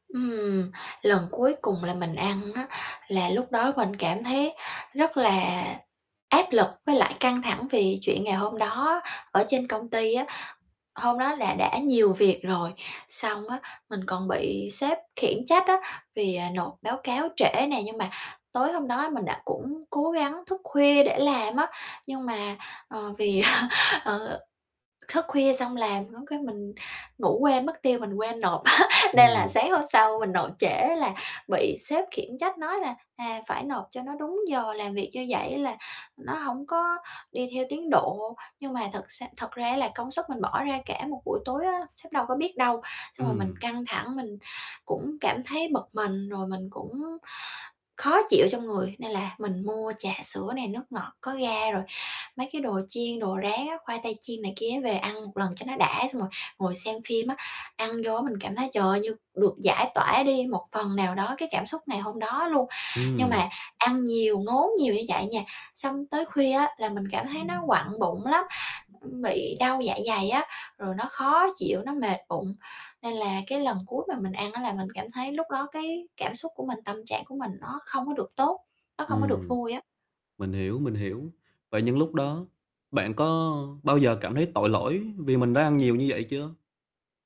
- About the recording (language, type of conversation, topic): Vietnamese, advice, Làm sao để biết mình đang ăn vì cảm xúc hay vì đói thật?
- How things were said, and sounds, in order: tapping; laugh; laughing while speaking: "á"; other background noise